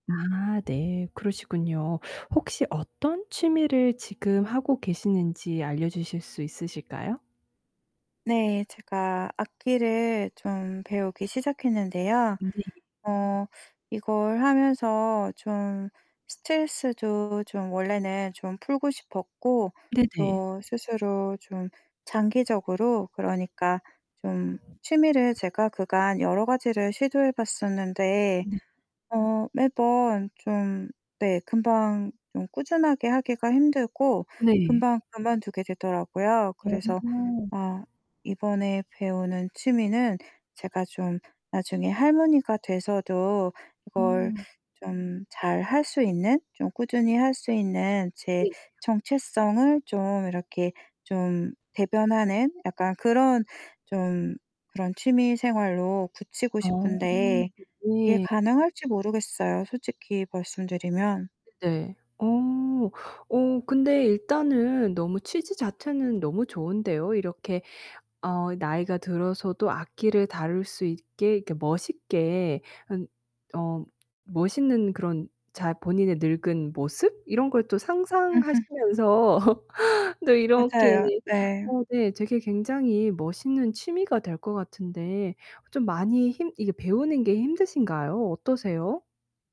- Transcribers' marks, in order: mechanical hum; distorted speech; other background noise; tapping; laugh
- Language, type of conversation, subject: Korean, advice, 새로운 취미를 통해 자기 정체성을 찾고 싶을 때 어떻게 시작하면 좋을까요?